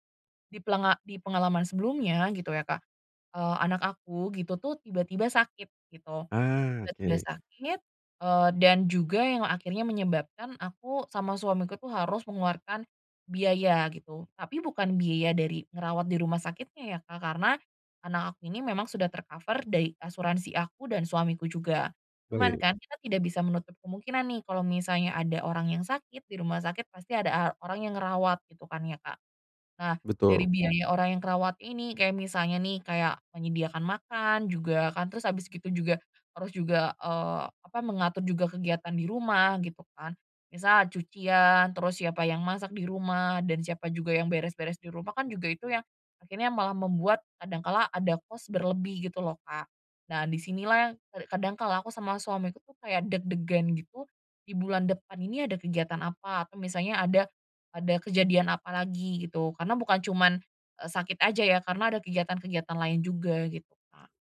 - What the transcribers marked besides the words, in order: in English: "cost"
- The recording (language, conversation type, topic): Indonesian, advice, Bagaimana cara mengelola kecemasan saat menjalani masa transisi dan menghadapi banyak ketidakpastian?